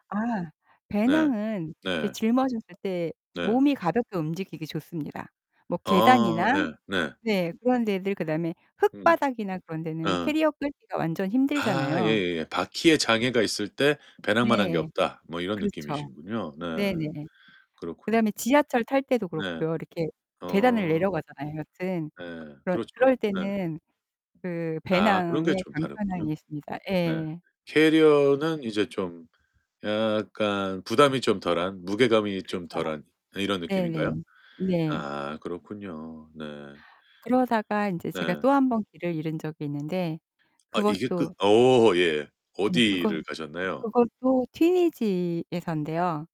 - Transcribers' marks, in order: distorted speech; other background noise; tapping
- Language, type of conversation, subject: Korean, podcast, 여행 중에 길을 잃었던 기억을 하나 들려주실 수 있나요?